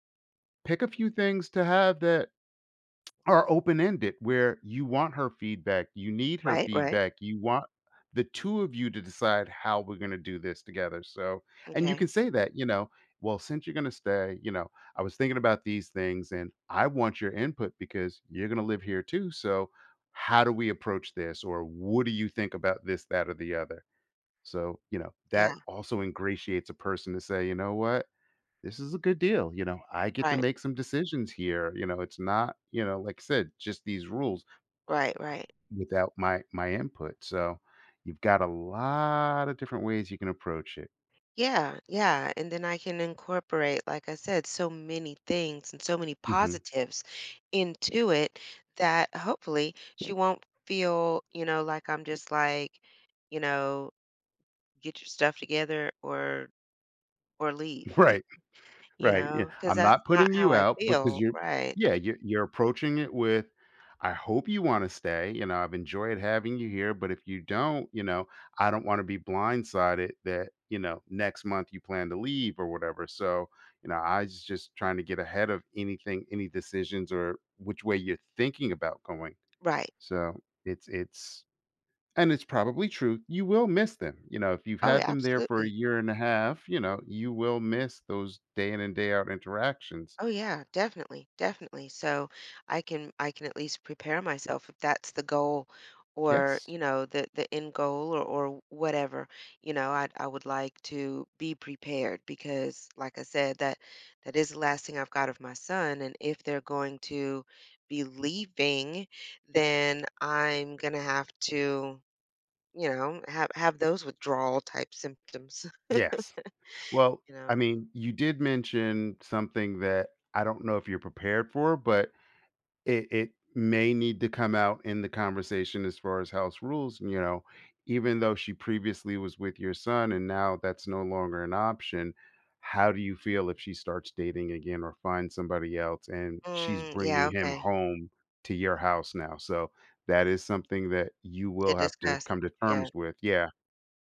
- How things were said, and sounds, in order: tsk; drawn out: "lot"; other background noise; laughing while speaking: "Right"; cough; tapping; chuckle
- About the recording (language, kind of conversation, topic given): English, advice, How can I stop a friend from taking advantage of my help?